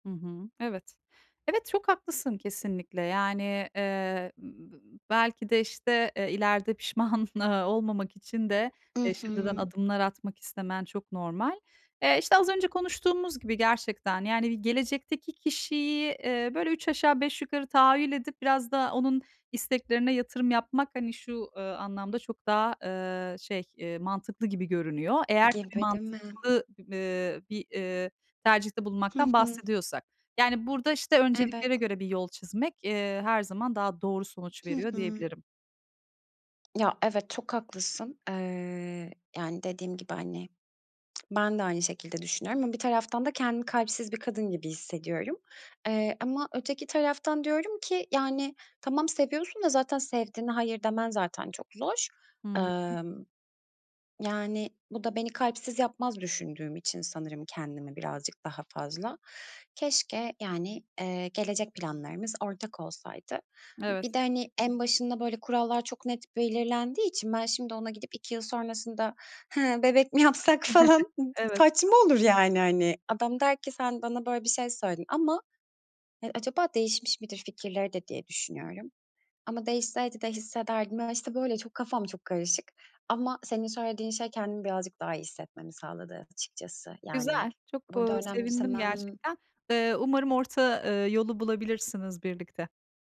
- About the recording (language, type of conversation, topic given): Turkish, advice, Gelecek planları (evlilik, taşınma, kariyer) konusunda yaşanan uyumsuzluğu nasıl çözebiliriz?
- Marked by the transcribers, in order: laughing while speaking: "pişman"; other background noise; tapping; giggle; other noise